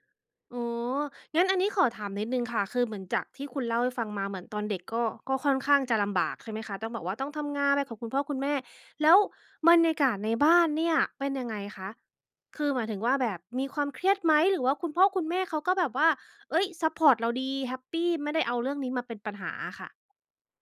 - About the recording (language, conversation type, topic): Thai, podcast, ช่วงเวลาไหนที่ทำให้คุณรู้สึกว่าครอบครัวอบอุ่นที่สุด?
- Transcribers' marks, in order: other background noise